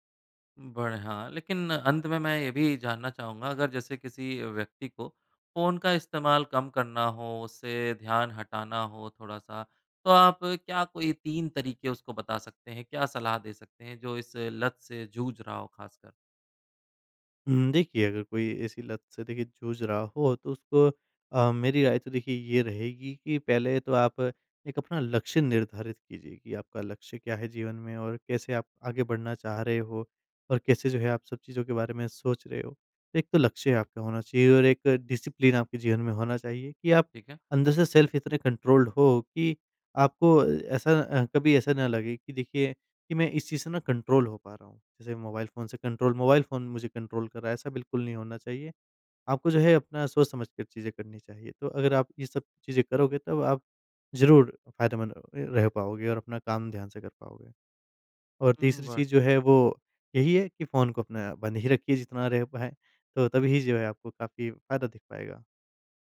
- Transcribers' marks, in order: in English: "डिसिप्लिन"; in English: "सेल्फ़"; in English: "कंट्रोल्ड"; in English: "कंट्रोल"; in English: "कंट्रोल"; in English: "कंट्रोल"; laughing while speaking: "पाए"
- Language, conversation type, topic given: Hindi, podcast, फोन और नोटिफिकेशन से ध्यान भटकने से आप कैसे बचते हैं?
- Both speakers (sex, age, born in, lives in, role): male, 25-29, India, India, guest; male, 30-34, India, India, host